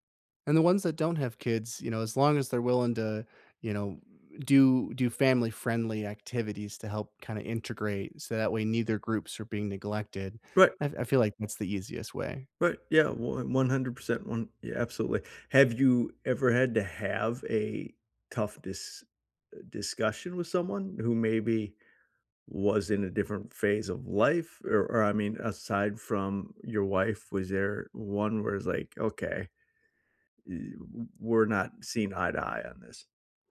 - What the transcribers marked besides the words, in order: none
- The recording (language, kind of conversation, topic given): English, unstructured, How do I balance time between family and friends?